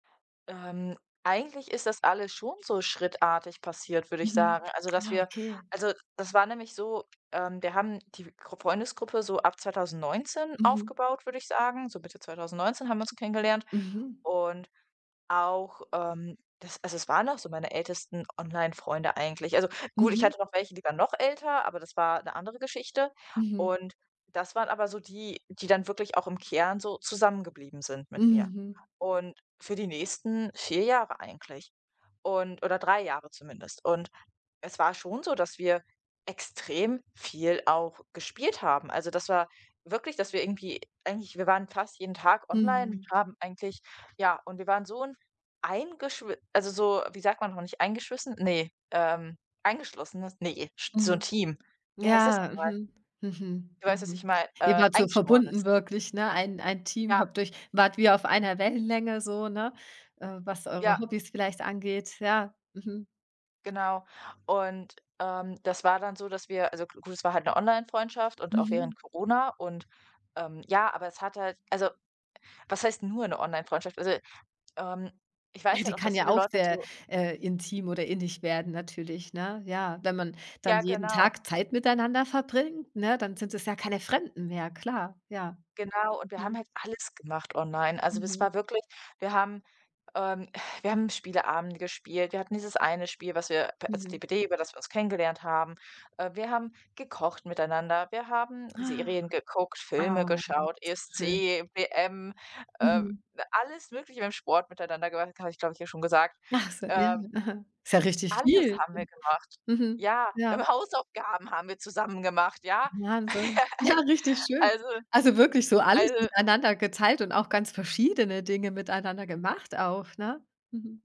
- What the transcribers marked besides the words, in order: other background noise; stressed: "nur"; stressed: "alles"; stressed: "Alles"; put-on voice: "haben Hausaufgaben haben wir zusammen gemacht"; giggle; stressed: "verschiedene"
- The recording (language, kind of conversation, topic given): German, advice, Wie kann ich damit umgehen, dass ich mich in meiner Freundesgruppe ausgeschlossen fühle?